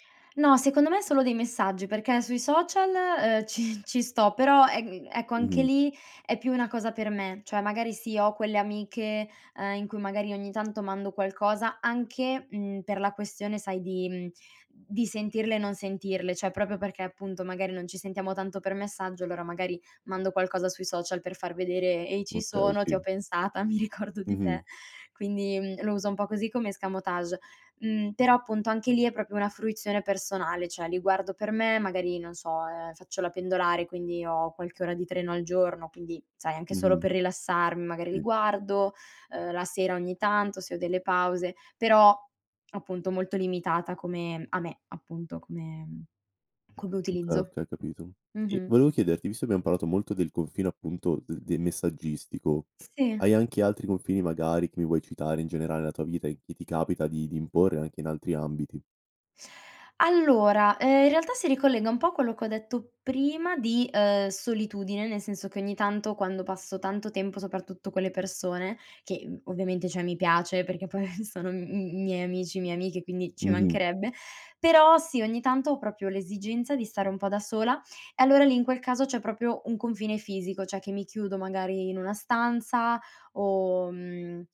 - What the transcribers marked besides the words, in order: laughing while speaking: "ci"; tapping; "cioè" said as "ceh"; "proprio" said as "propio"; laughing while speaking: "mi ricordo"; in French: "escamotage"; "proprio" said as "propio"; "cioè" said as "ceh"; laughing while speaking: "poi"; "proprio" said as "propio"; "cioè" said as "ceh"
- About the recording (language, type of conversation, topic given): Italian, podcast, Come stabilisci i confini per proteggere il tuo tempo?